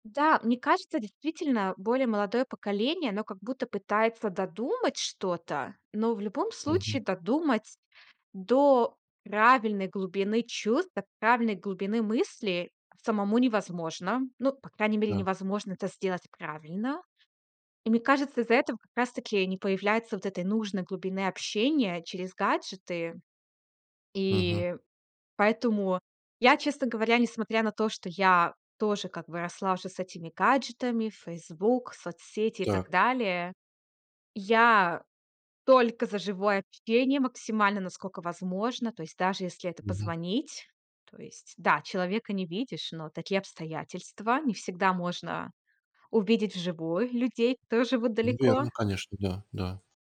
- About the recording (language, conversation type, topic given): Russian, podcast, Чем отличается общение между поколениями при личной встрече и через гаджеты?
- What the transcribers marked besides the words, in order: none